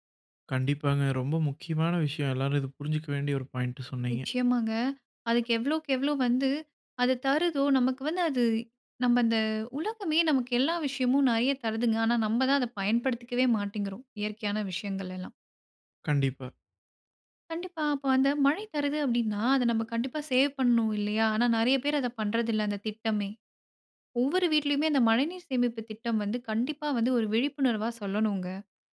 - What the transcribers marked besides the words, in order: trusting: "கண்டிப்பா வந்து ஒரு விழிப்புணர்வா சொல்லணும்ங்க"
- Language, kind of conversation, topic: Tamil, podcast, நீங்கள் இயற்கையிடமிருந்து முதலில் கற்றுக் கொண்ட பாடம் என்ன?